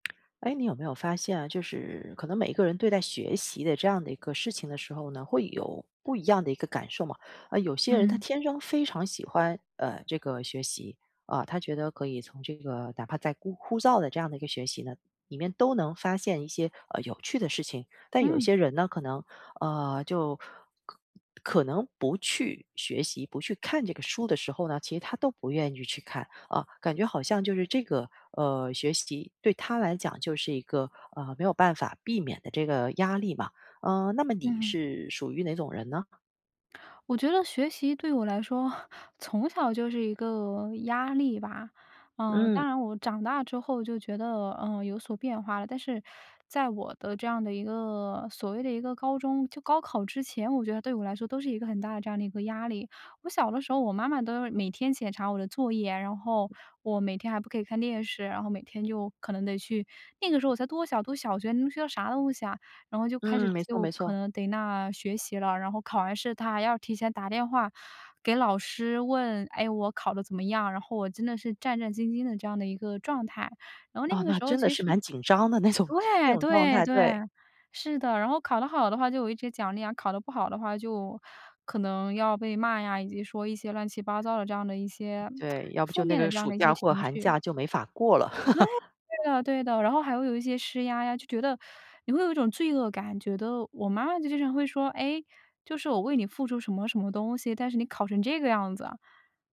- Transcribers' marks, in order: other background noise; chuckle; laughing while speaking: "种"; lip smack; chuckle; teeth sucking
- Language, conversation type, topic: Chinese, podcast, 当学习变成压力时你会怎么调整？